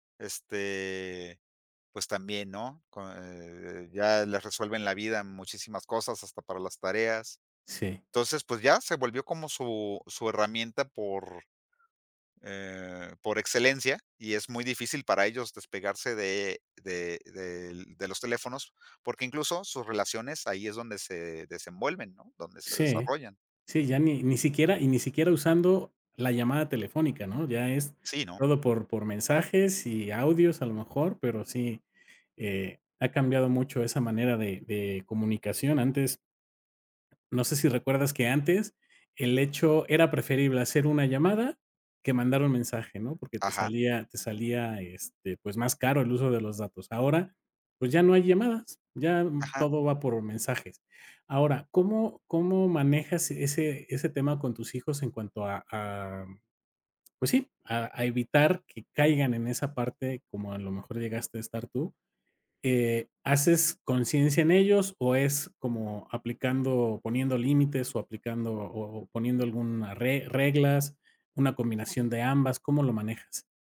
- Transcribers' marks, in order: drawn out: "Este"; other background noise
- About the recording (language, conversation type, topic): Spanish, podcast, ¿Qué haces cuando sientes que el celular te controla?